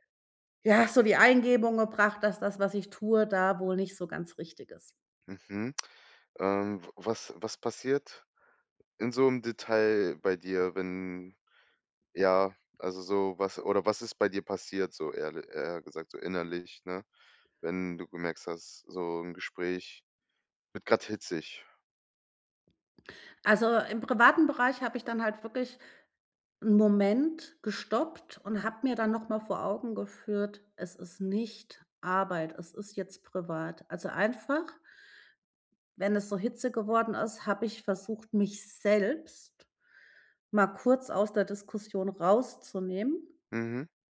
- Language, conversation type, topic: German, podcast, Wie bleibst du ruhig, wenn Diskussionen hitzig werden?
- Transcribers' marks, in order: none